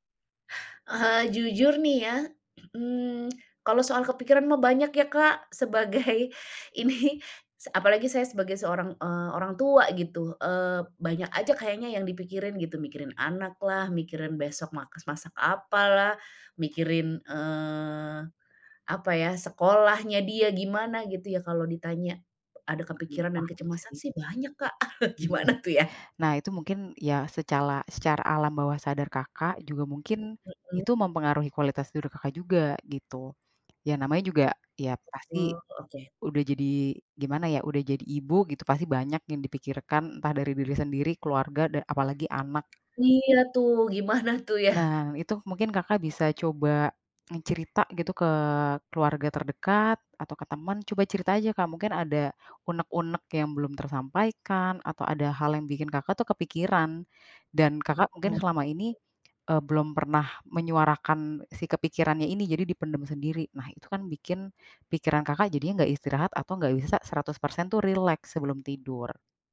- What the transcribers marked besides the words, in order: tapping; laughing while speaking: "sebagai ini"; chuckle; laughing while speaking: "Gimana tuh ya?"; laughing while speaking: "gimana tuh ya?"
- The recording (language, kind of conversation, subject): Indonesian, advice, Mengapa saya bangun merasa lelah meski sudah tidur cukup lama?
- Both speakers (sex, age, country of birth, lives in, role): female, 30-34, Indonesia, Indonesia, advisor; female, 45-49, Indonesia, Indonesia, user